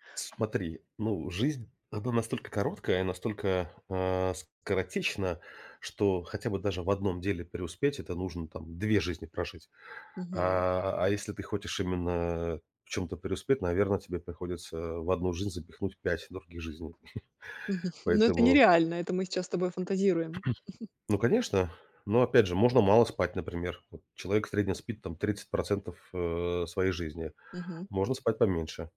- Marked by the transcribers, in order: chuckle; tapping; throat clearing; chuckle
- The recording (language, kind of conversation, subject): Russian, podcast, Как вы обычно поддерживаете баланс между работой и личной жизнью?